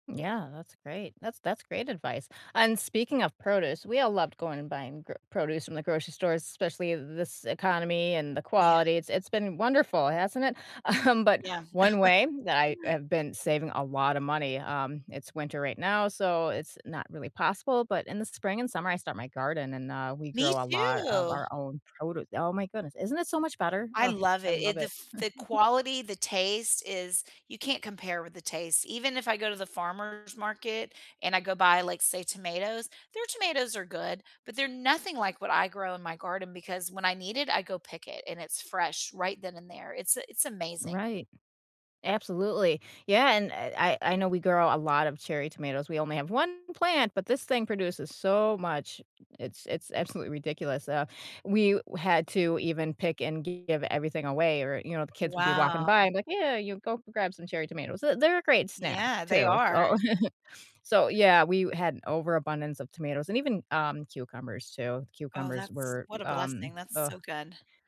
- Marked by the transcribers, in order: laughing while speaking: "Um"; chuckle; chuckle; other background noise; chuckle
- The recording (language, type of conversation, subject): English, unstructured, What money habit are you proud of?